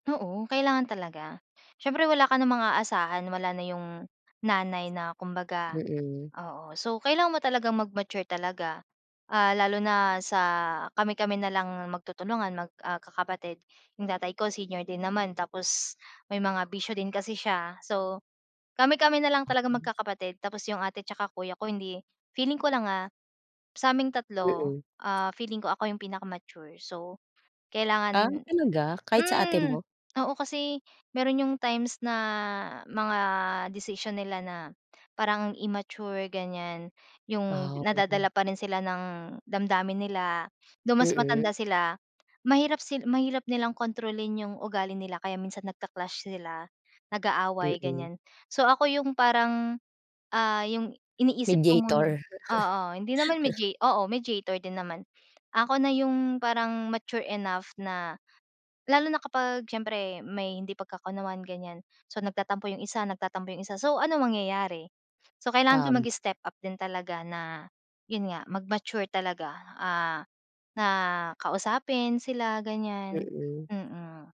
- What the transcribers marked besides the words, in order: tapping; other background noise; laughing while speaking: "Mediator"; laugh; in English: "mature enough"
- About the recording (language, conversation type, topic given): Filipino, podcast, Kailan mo unang naramdaman na isa ka nang ganap na adulto?